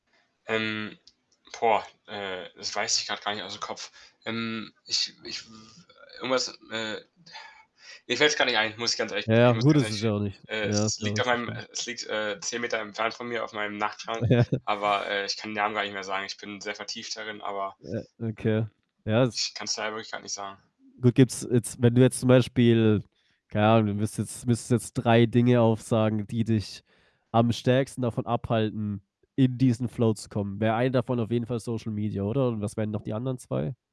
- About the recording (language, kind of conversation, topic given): German, podcast, Was würdest du anderen raten, um leichter in den Flow zu kommen?
- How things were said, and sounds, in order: static; other background noise; exhale; unintelligible speech; unintelligible speech; chuckle